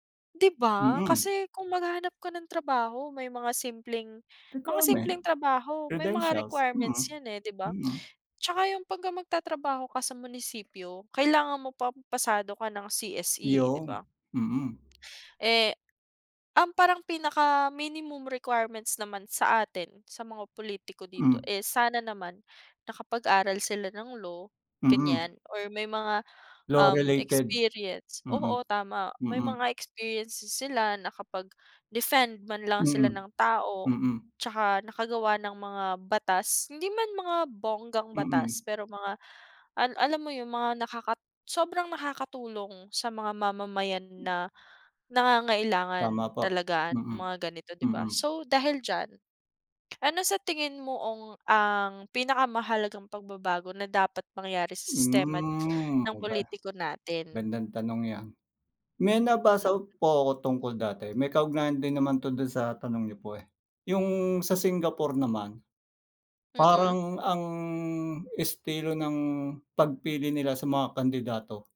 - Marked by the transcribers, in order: "Yon" said as "Yown"; tapping
- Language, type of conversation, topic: Filipino, unstructured, Paano mo gustong magbago ang pulitika sa Pilipinas?
- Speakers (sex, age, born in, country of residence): female, 25-29, Philippines, Philippines; male, 40-44, Philippines, Philippines